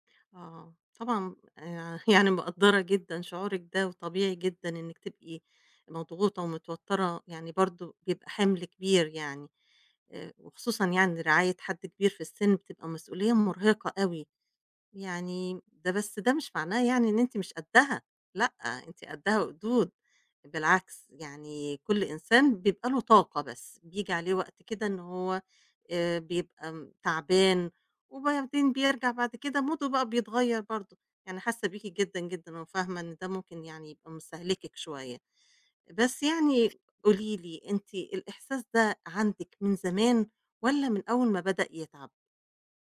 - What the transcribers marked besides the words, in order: in English: "موده"; tapping
- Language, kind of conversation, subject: Arabic, advice, تأثير رعاية أحد الوالدين المسنين على الحياة الشخصية والمهنية